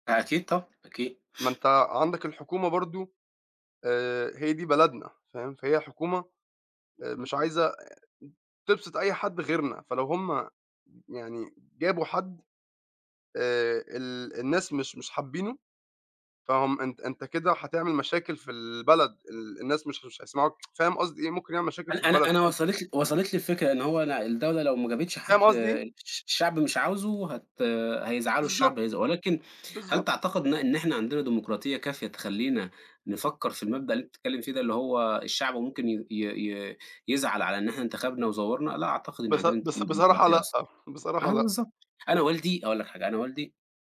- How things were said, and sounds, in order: unintelligible speech; tsk; unintelligible speech; unintelligible speech
- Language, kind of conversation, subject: Arabic, unstructured, هل إنت شايف إن الانتخابات نزيهة في بلدنا؟